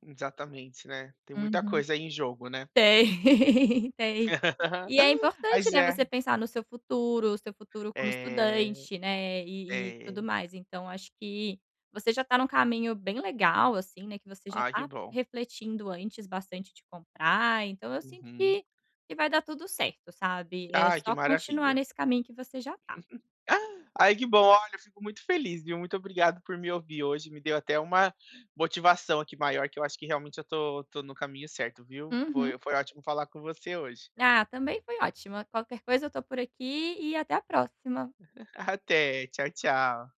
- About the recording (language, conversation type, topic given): Portuguese, advice, Como posso gastar de forma mais consciente e evitar compras por impulso?
- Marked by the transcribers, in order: laughing while speaking: "Tem"; laugh; other background noise; tapping; laugh; chuckle